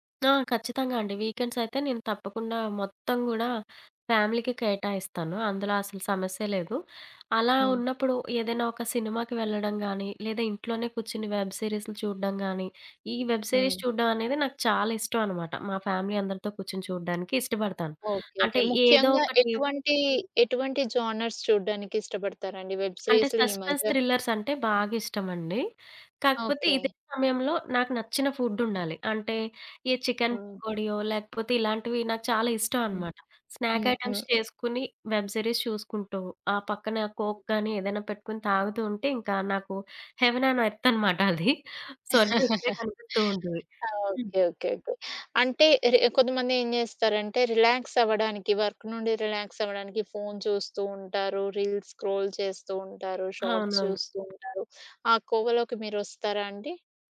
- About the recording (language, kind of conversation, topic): Telugu, podcast, పని తర్వాత మానసికంగా రిలాక్స్ కావడానికి మీరు ఏ పనులు చేస్తారు?
- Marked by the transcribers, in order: in English: "ఫ్యామిలీకే"; tapping; in English: "వెబ్"; in English: "వెబ్ సిరీస్"; in English: "ఫ్యామిలీ"; in English: "జోనర్స్"; in English: "వెబ్"; other background noise; in English: "సస్పెన్స్"; in English: "చికెన్"; in English: "స్నాక్ ఐటెమ్స్"; in English: "వెబ్ సరీస్"; in English: "కోక్"; in English: "హెవన్ ఆన్ ఎర్త్"; laugh; in English: "వర్క్"; in English: "రీల్స్ క్రోల్"; in English: "షార్ట్స్"